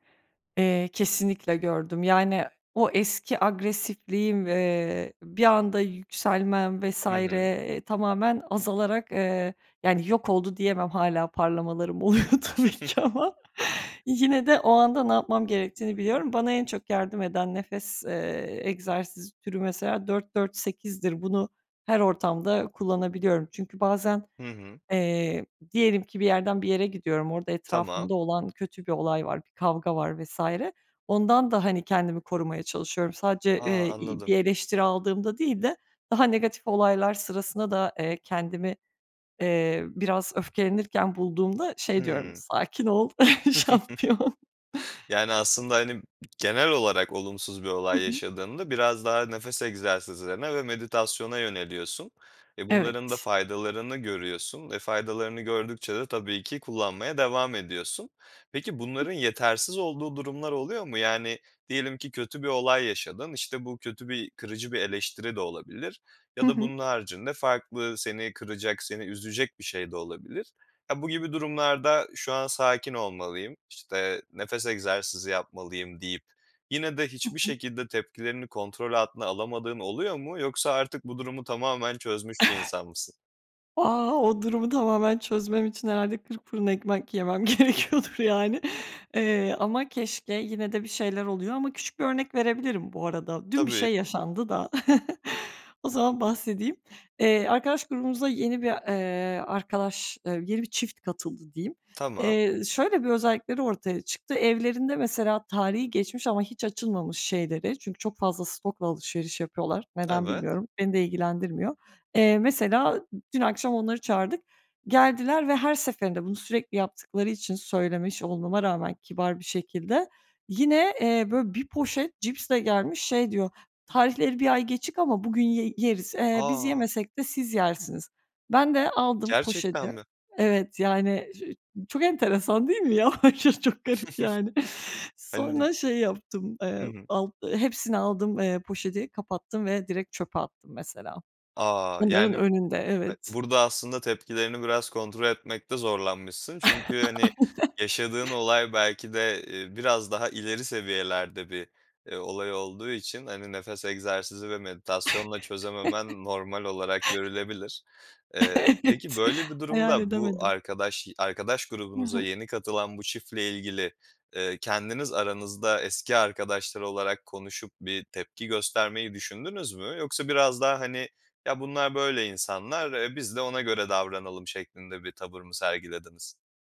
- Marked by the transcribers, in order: laughing while speaking: "oluyor tabii ki ama"; chuckle; laughing while speaking: "Sakin ol, şampiyon"; chuckle; other background noise; chuckle; laughing while speaking: "gerekiyordur, yani"; chuckle; chuckle; chuckle; laughing while speaking: "aşırı çok garip, yani"; chuckle; laughing while speaking: "Aynen"; chuckle; laughing while speaking: "Evet"
- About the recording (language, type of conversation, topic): Turkish, podcast, Eleştiri alırken nasıl tepki verirsin?